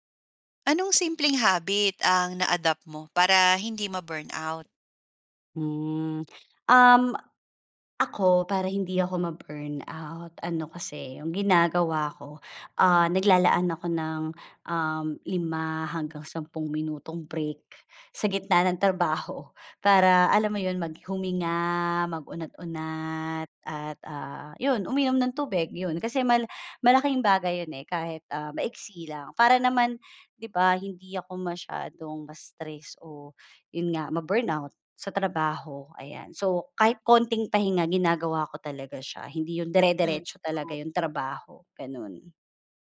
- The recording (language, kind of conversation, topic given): Filipino, podcast, Anong simpleng gawi ang inampon mo para hindi ka maubos sa pagod?
- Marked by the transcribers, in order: tapping